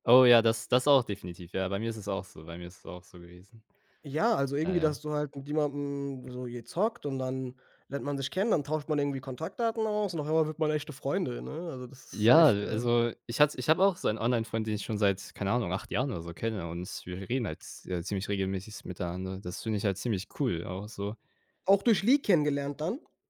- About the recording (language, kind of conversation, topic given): German, unstructured, Welches Hobby macht dich am glücklichsten?
- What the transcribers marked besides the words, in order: tapping; other background noise; in English: "League"